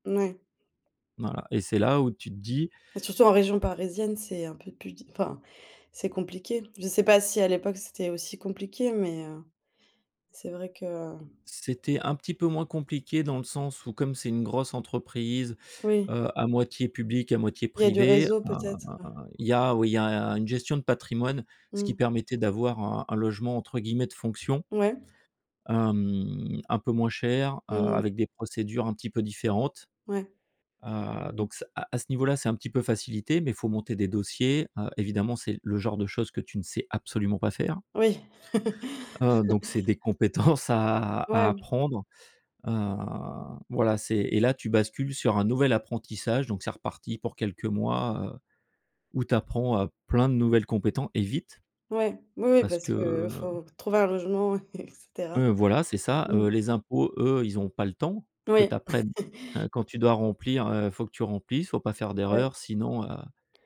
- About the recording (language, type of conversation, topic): French, podcast, Quelles compétences as-tu dû apprendre en priorité ?
- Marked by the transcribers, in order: other background noise; tapping; drawn out: "heu"; drawn out: "hem"; chuckle; laughing while speaking: "compétences"; drawn out: "heu"; laughing while speaking: "et cetera"; chuckle